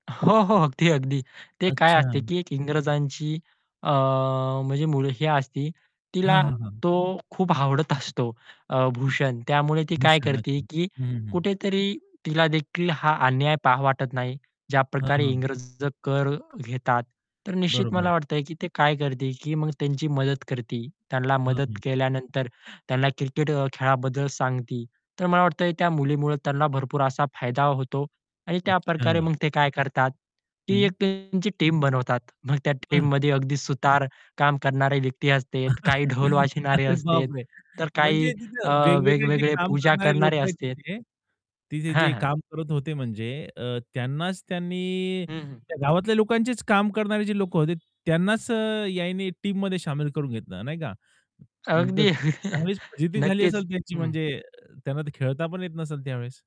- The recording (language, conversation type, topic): Marathi, podcast, तुझ्या आवडत्या सिनेमाबद्दल थोडक्यात सांगशील का?
- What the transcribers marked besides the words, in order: static; distorted speech; tapping; other background noise; in English: "टीम"; in English: "टीममध्ये"; chuckle; horn; in English: "टीममध्ये"; chuckle